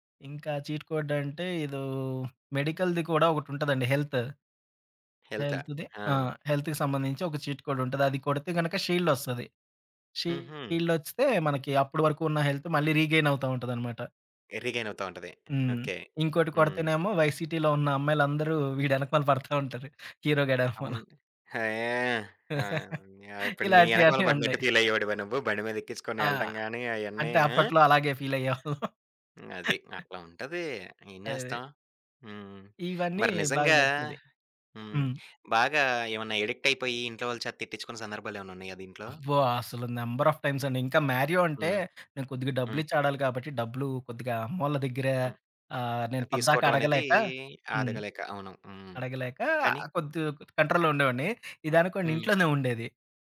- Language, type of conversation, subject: Telugu, podcast, కల్పిత ప్రపంచాల్లో ఉండటం మీకు ఆకర్షణగా ఉందా?
- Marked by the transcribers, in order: in English: "చీట్ కోడ్"; in English: "మెడికల్‌ది"; in English: "హెల్త్"; in English: "హెల్త్‌ది"; in English: "హెల్త్‌కి"; in English: "చీట్ కోడ్"; other background noise; tapping; in English: "వై సిటీలో"; laughing while speaking: "వీడెనకమాల పడతా ఉంటారు. హీరో గాడెనకమాల"; laughing while speaking: "ఇలాంటివి అన్ని ఉన్నాయి"; laughing while speaking: "ఫీలయ్యేవాళ్ళం"; in English: "నంబర్ ఆఫ్ టైమ్స్"; in English: "మారియో"; "అడగలేక" said as "ఆదగలేక"; in English: "కంట్రోల్‌లో"